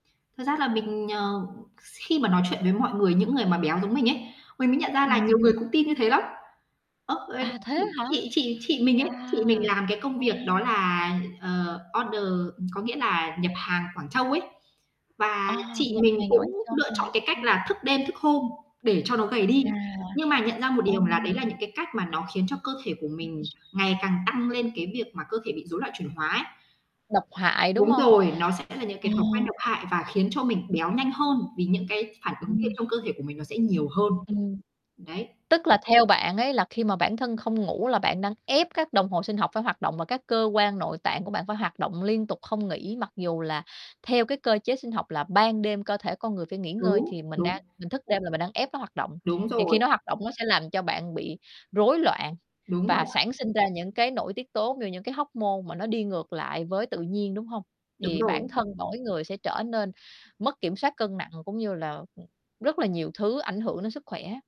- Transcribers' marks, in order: unintelligible speech; distorted speech; other background noise; static
- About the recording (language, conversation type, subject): Vietnamese, podcast, Bạn làm thế nào để duy trì động lực tập luyện về lâu dài?